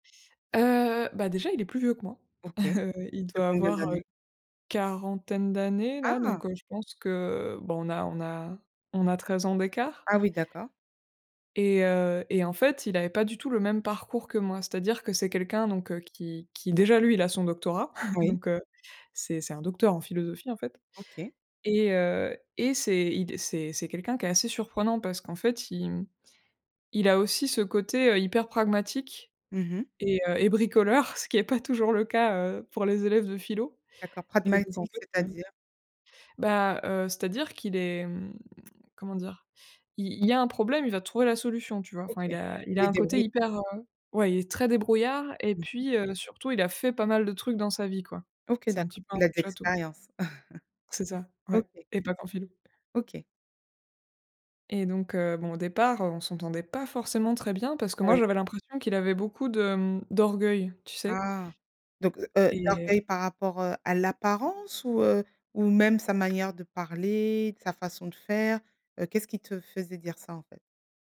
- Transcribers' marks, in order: laughing while speaking: "Heu"; surprised: "Ah !"; chuckle; laughing while speaking: "ce qui est pas toujours … élèves de philo"; lip smack; chuckle; tapping
- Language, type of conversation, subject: French, podcast, Parle d'une rencontre avec quelqu'un de très différent de toi